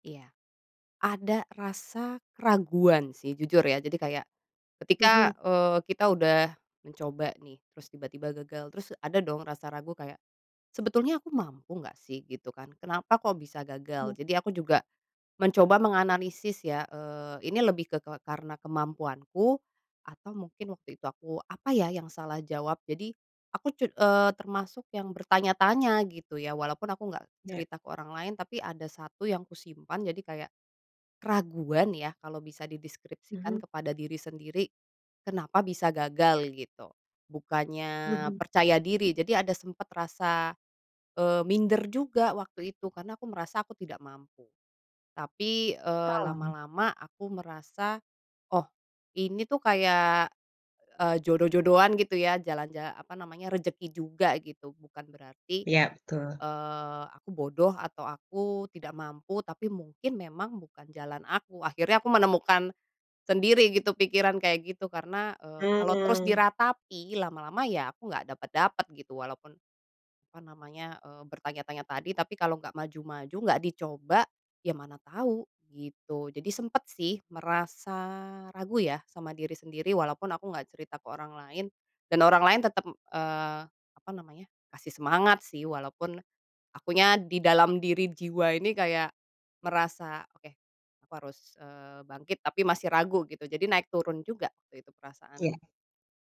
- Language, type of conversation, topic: Indonesian, podcast, Bagaimana cara Anda biasanya bangkit setelah mengalami kegagalan?
- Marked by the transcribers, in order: tapping